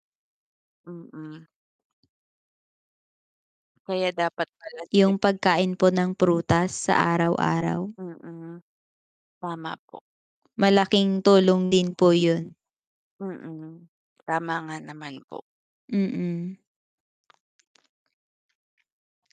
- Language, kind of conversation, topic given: Filipino, unstructured, Paano mo isinasama ang masusustansiyang pagkain sa iyong pang-araw-araw na pagkain?
- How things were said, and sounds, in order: distorted speech; other background noise; static